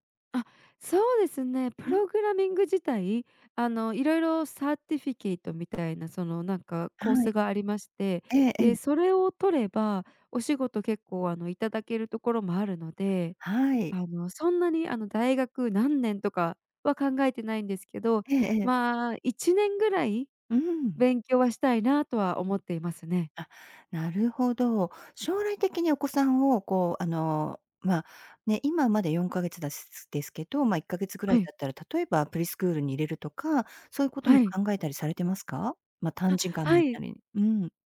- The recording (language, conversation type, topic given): Japanese, advice, 学び直してキャリアチェンジするかどうか迷っている
- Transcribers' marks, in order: in English: "サーティフィケイト"; tapping; in English: "プリスクール"